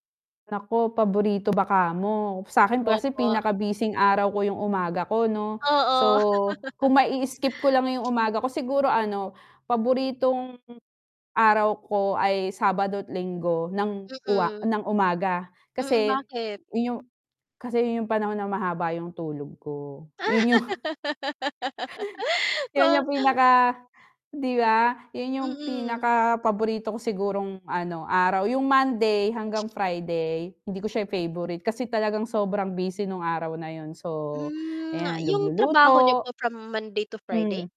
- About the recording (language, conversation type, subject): Filipino, unstructured, Ano ang paborito mong gawin tuwing umaga?
- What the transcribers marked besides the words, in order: other background noise; mechanical hum; laugh; distorted speech; static; laugh; chuckle